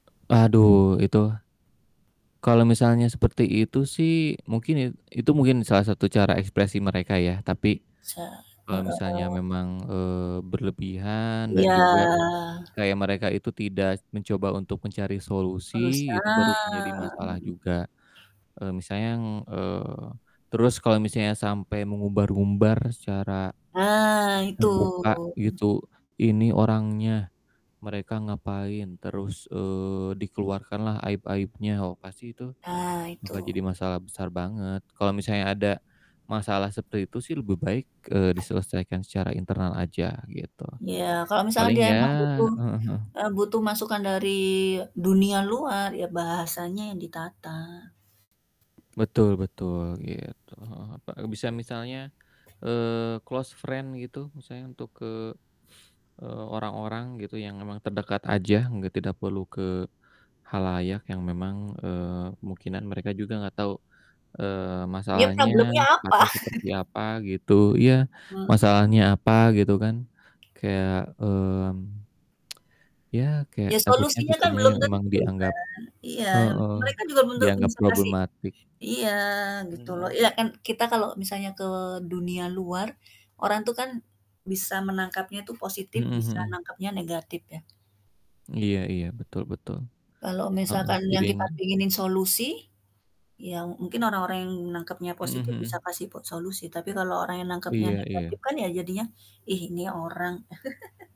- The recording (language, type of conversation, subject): Indonesian, unstructured, Apa pendapatmu tentang tekanan untuk selalu terlihat bahagia di depan orang lain?
- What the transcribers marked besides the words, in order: other background noise; mechanical hum; static; distorted speech; tapping; drawn out: "Iya"; drawn out: "Berusaha"; in English: "closed friend"; chuckle; unintelligible speech; tsk; laugh